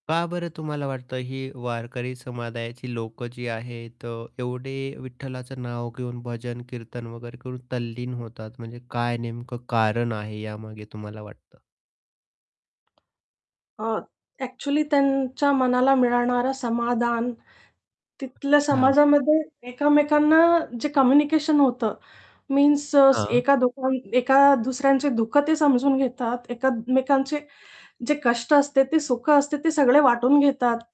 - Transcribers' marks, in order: static; tapping; in English: "मीन्स"
- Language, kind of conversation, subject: Marathi, podcast, तुमच्या आई-वडिलांचं खास गाणं कोणतं आहे?
- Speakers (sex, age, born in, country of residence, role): female, 30-34, India, India, guest; male, 30-34, India, India, host